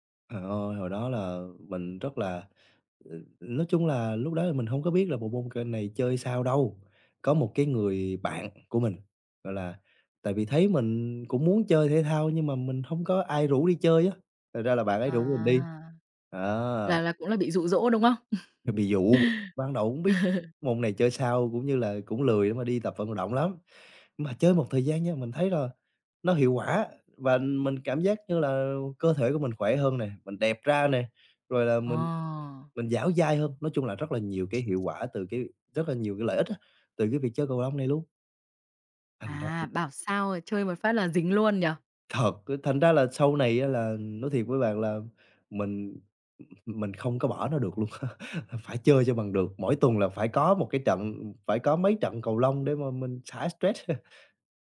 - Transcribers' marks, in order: laugh; other background noise; tapping; laughing while speaking: "luôn á"; chuckle
- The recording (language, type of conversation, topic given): Vietnamese, podcast, Bạn làm thế nào để sắp xếp thời gian cho sở thích khi lịch trình bận rộn?